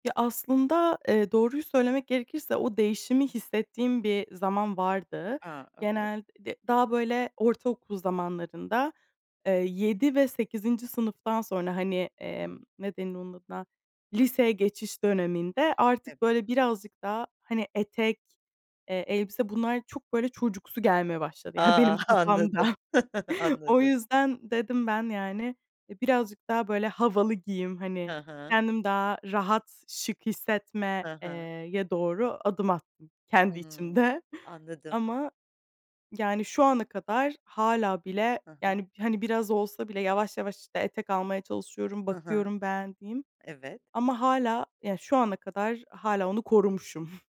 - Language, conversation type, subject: Turkish, podcast, Özgüven ile giyinme tarzı arasındaki ilişkiyi nasıl açıklarsın?
- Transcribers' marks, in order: other background noise; chuckle; laughing while speaking: "Yani, benim kafamda"; chuckle; chuckle; chuckle